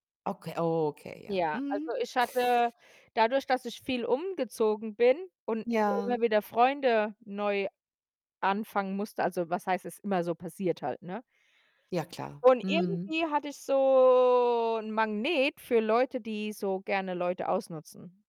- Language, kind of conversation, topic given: German, unstructured, Welche wichtige Lektion hast du aus einem Fehler gelernt?
- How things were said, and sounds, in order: static; other background noise; drawn out: "so"